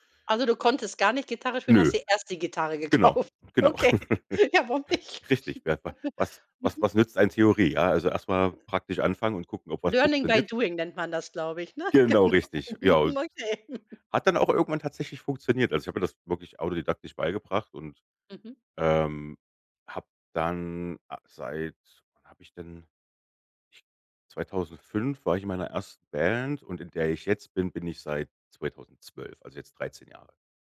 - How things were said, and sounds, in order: giggle; stressed: "erst"; laughing while speaking: "gekauft. Okay. Ja, warum nicht?"; giggle; other background noise; in English: "Learning by doing"; laughing while speaking: "genau. Hm, okay"; laugh; giggle
- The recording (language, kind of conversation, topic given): German, podcast, Erzähl mal von einem Projekt, auf das du richtig stolz warst?